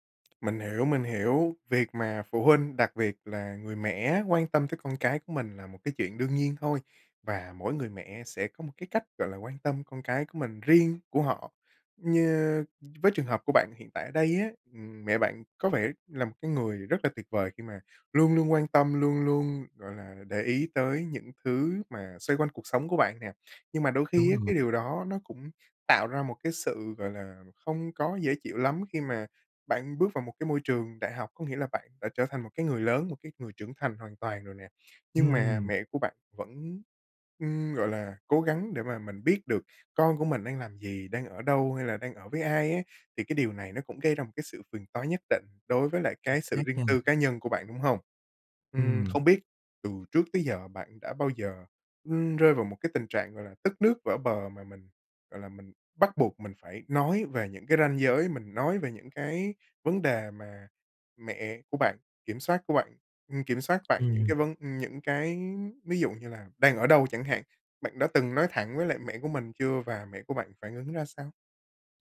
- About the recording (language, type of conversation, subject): Vietnamese, advice, Làm sao tôi có thể đặt ranh giới với người thân mà không gây xung đột?
- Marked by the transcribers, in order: tapping; unintelligible speech; other background noise